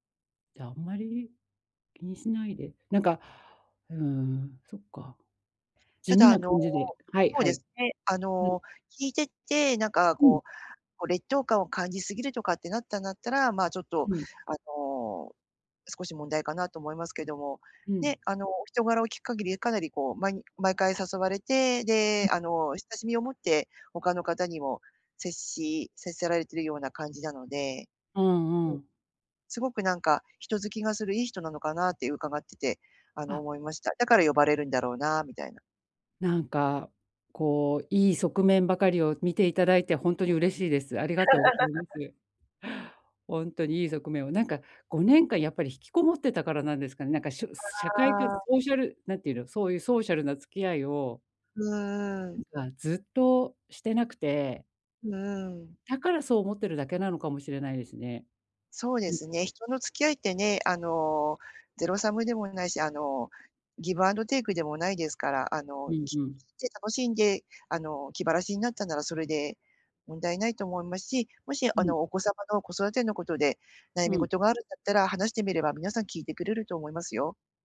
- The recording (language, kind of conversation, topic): Japanese, advice, 友人の集まりで孤立しないためにはどうすればいいですか？
- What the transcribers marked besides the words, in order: tapping; laugh; in English: "ゼロサム"; in English: "ギブアンドテイク"